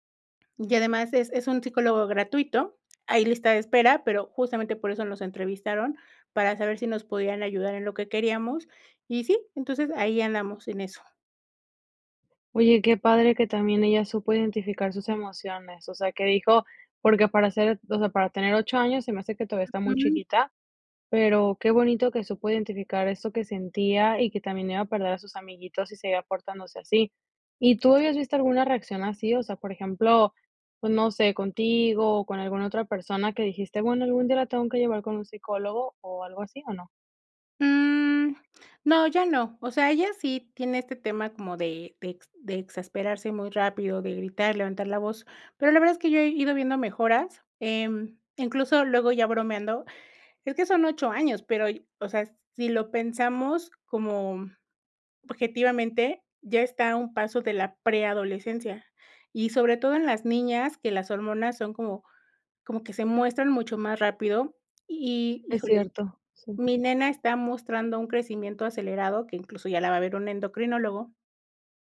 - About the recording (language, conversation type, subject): Spanish, podcast, ¿Cómo conviertes una emoción en algo tangible?
- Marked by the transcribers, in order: other noise